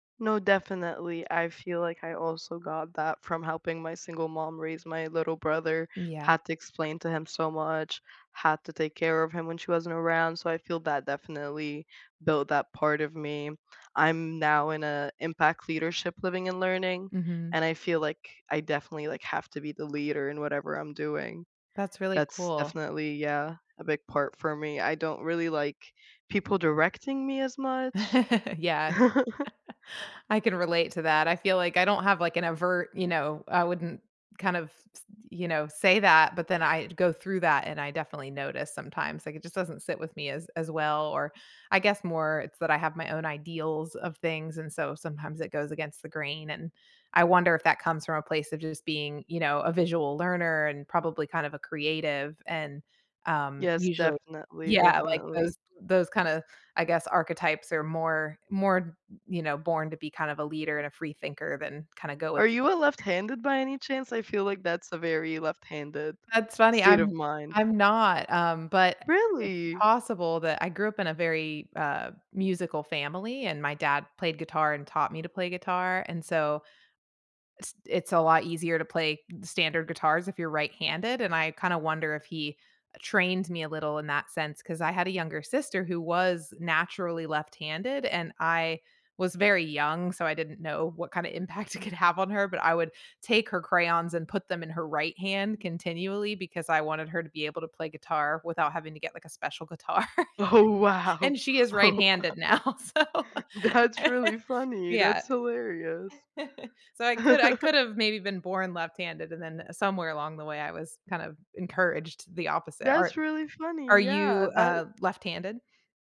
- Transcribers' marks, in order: laugh; chuckle; other background noise; laughing while speaking: "Oh, wow. Oh, wow. That’s"; laugh; laughing while speaking: "now, so"; laugh
- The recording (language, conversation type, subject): English, unstructured, Who has most shaped the way you learn, and what lasting habits did they inspire?
- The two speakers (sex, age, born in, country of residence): female, 18-19, Egypt, United States; female, 40-44, United States, United States